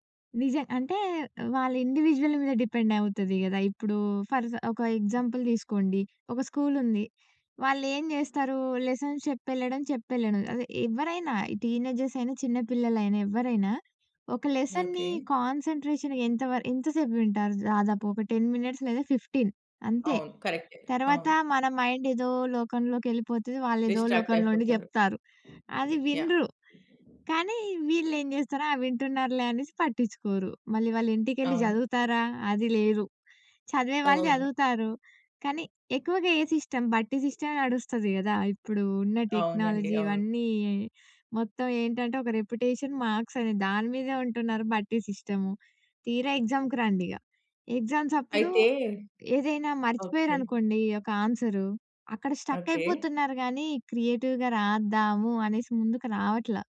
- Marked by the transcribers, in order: in English: "ఇండివిడ్యుయల్"; in English: "ఫర్"; other background noise; in English: "ఎగ్జాంపుల్"; in English: "లెసన్స్"; in English: "లెసన్‌ని కాన్సంట్రేషన్"; in English: "టెన్ మినిట్స్"; in English: "ఫిఫ్టీన్"; in English: "సిస్టమ్"; tapping; in English: "టెక్నాలజీ"; in English: "రెప్యుటేషన్"; in English: "ఎగ్జా‌మ్‌కు"; in English: "క్రియేటివ్‌గా"
- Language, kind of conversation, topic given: Telugu, podcast, పరీక్షల ఒత్తిడిని తగ్గించుకోవడానికి మనం ఏమి చేయాలి?